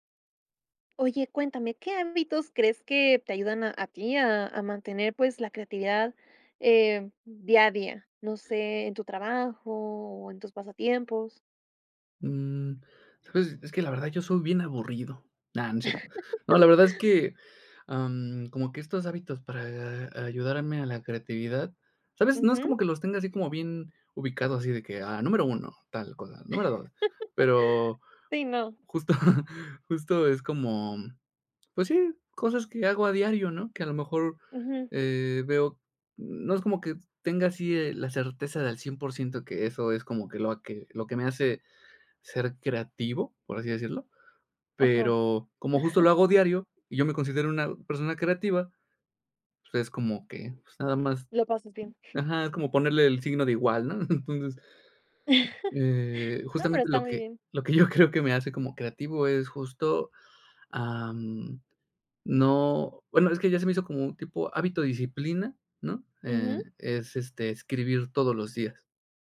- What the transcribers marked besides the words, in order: tapping; other background noise; "No" said as "na"; chuckle; chuckle; laughing while speaking: "justa"; chuckle; chuckle; chuckle; laughing while speaking: "yo creo"
- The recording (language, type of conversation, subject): Spanish, podcast, ¿Qué hábitos te ayudan a mantener la creatividad día a día?